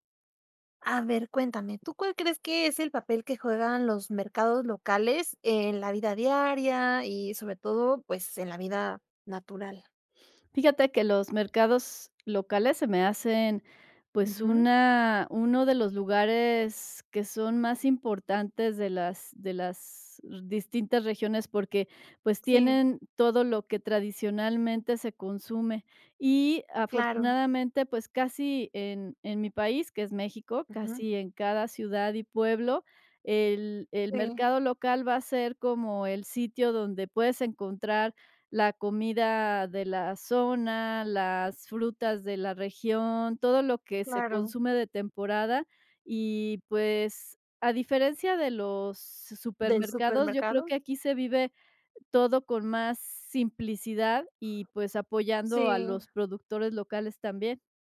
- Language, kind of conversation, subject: Spanish, podcast, ¿Qué papel juegan los mercados locales en una vida simple y natural?
- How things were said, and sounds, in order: none